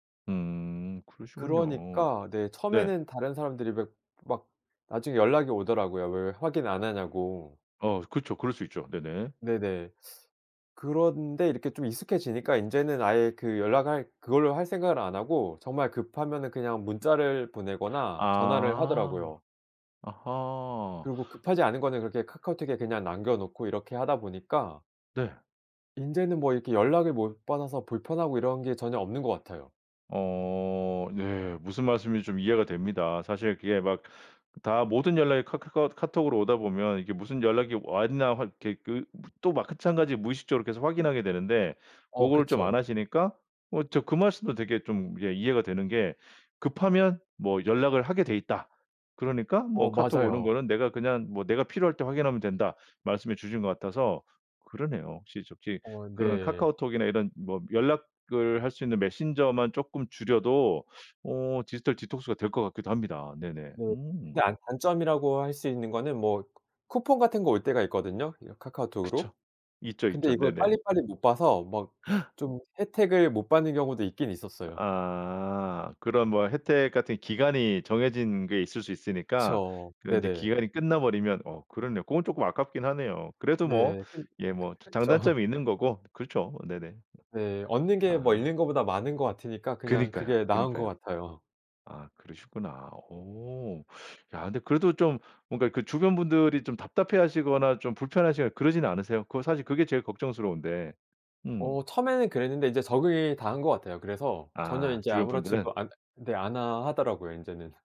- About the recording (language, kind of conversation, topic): Korean, podcast, 디지털 디톡스는 어떻게 하세요?
- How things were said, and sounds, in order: other background noise; in English: "디지털 디톡스가"; laughing while speaking: "그쵸"; teeth sucking